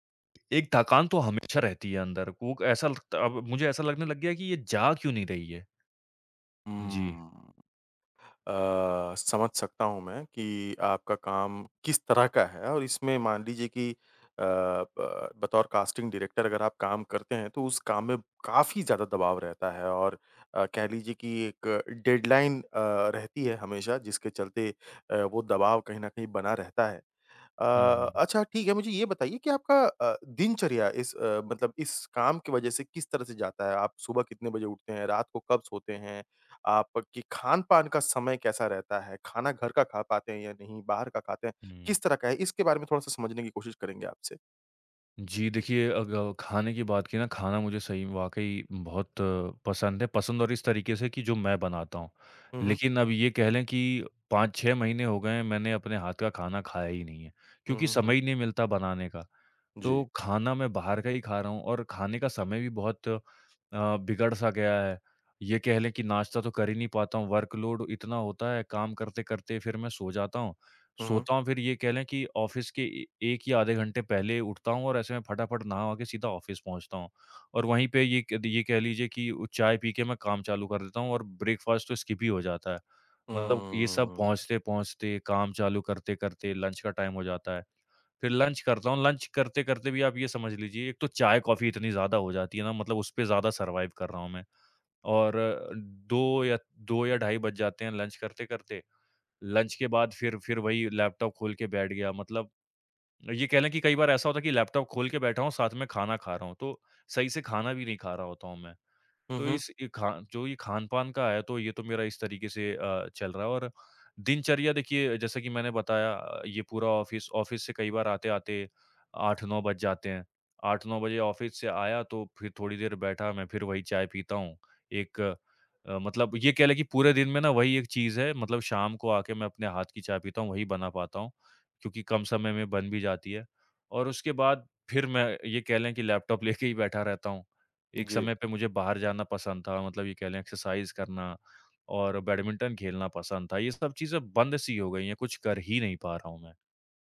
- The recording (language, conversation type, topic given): Hindi, advice, लगातार काम के दबाव से ऊर्जा खत्म होना और रोज मन न लगना
- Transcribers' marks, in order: "थकान" said as "तकान"; in English: "कास्टिंग डायरेक्टर"; in English: "डेडलाइन"; in English: "वर्क़ लोड"; in English: "ऑफ़िस"; in English: "ऑफ़िस"; in English: "ब्रेकफास्ट"; in English: "स्किप"; in English: "लंच"; in English: "टाइम"; in English: "लंच"; in English: "लंच"; in English: "सर्वाइव"; in English: "लंच"; in English: "लंच"; in English: "ऑफ़िस ऑफ़िस"; in English: "ऑफ़िस"; laughing while speaking: "लेके"; in English: "एक्सरसाइज़"